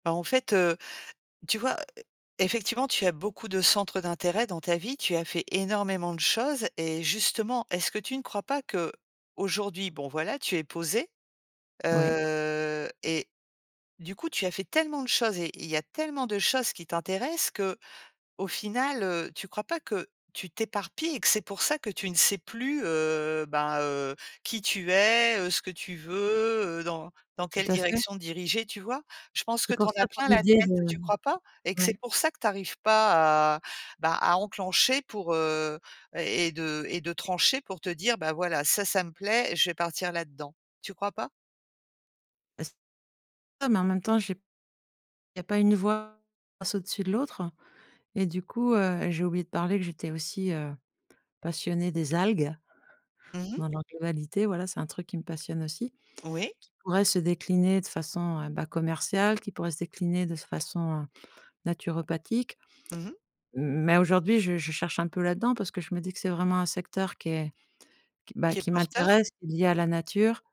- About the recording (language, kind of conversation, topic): French, advice, Comment décririez-vous votre perte d’emploi et la nouvelle direction professionnelle que vous souhaitez prendre ?
- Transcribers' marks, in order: stressed: "énormément"; drawn out: "heu"; stressed: "tellement"